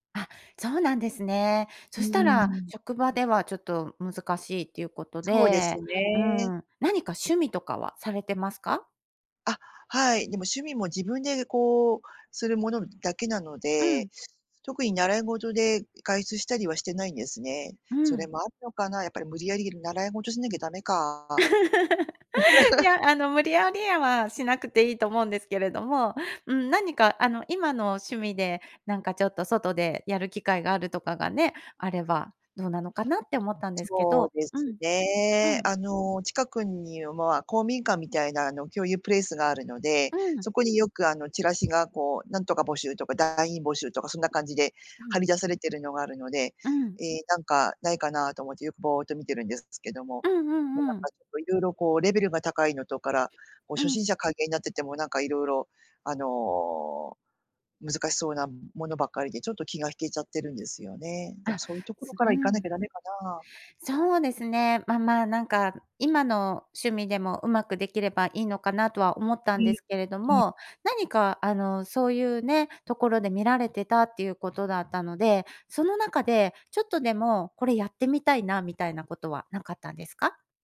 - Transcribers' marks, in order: other background noise; laugh
- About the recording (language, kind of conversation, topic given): Japanese, advice, 引っ越しで新しい環境に慣れられない不安